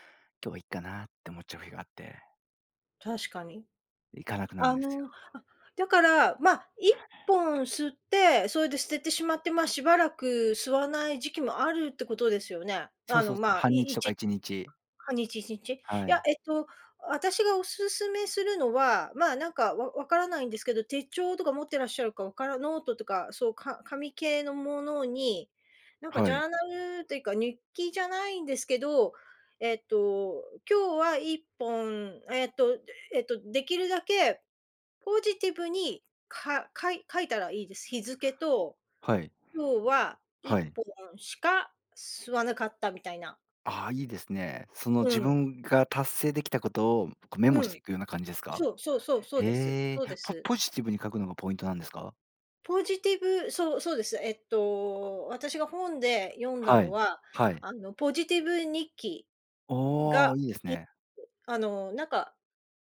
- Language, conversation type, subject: Japanese, advice, 自分との約束を守れず、目標を最後までやり抜けないのはなぜですか？
- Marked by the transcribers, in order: unintelligible speech; in English: "ジャーナル"; other noise; other background noise